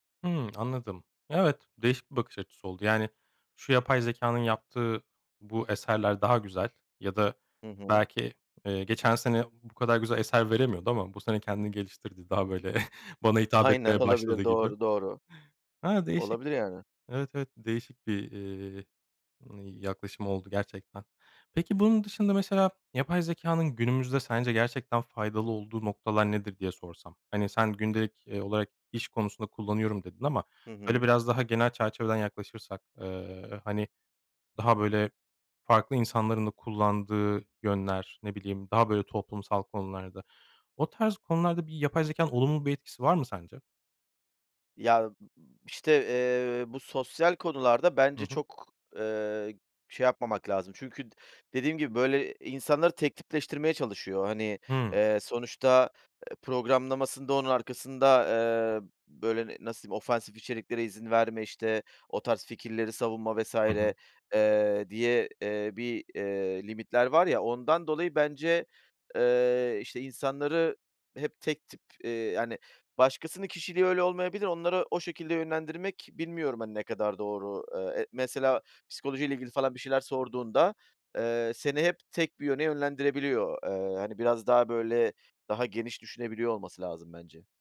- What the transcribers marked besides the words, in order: tapping; scoff
- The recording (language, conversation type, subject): Turkish, podcast, Yapay zekâ, hayat kararlarında ne kadar güvenilir olabilir?